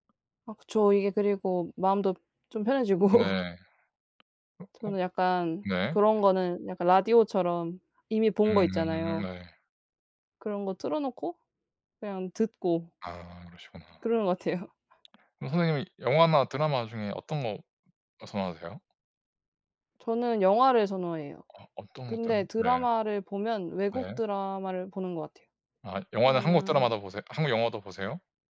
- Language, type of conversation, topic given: Korean, unstructured, 최근에 본 영화나 드라마 중 추천하고 싶은 작품이 있나요?
- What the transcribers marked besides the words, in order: laughing while speaking: "편해지고"; other background noise